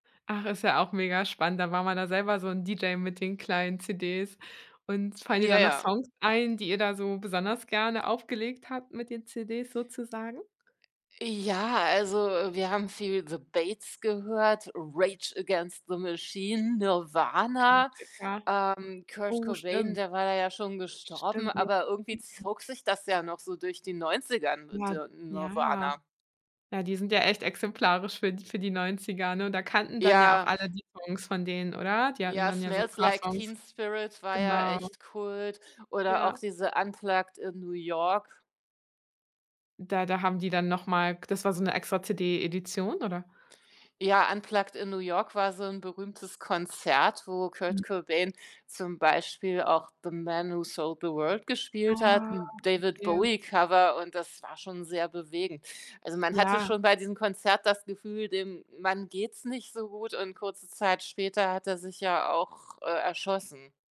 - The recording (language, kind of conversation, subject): German, podcast, Wie stellst du eine Party-Playlist zusammen, die allen gefällt?
- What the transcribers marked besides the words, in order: tapping; other background noise; drawn out: "Oh"